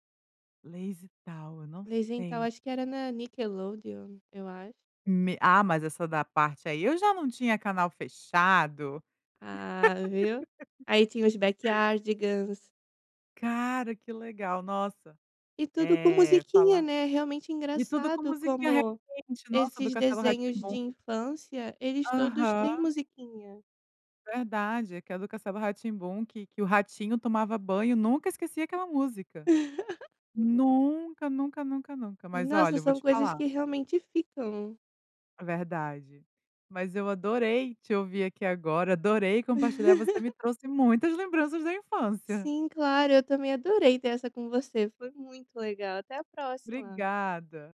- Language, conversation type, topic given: Portuguese, podcast, Qual música te faz voltar imediatamente à infância?
- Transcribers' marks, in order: laugh; laugh; laugh